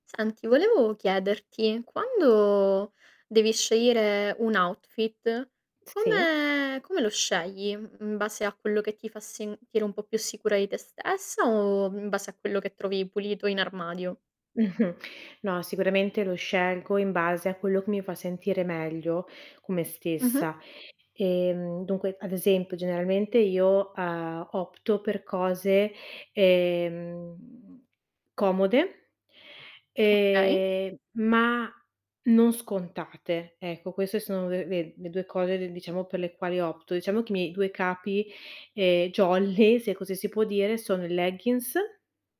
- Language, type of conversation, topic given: Italian, podcast, Che cosa ti fa sentire più sicuro quando ti vesti?
- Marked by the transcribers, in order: static; distorted speech; drawn out: "Ehm"; drawn out: "ehm"; drawn out: "ehm"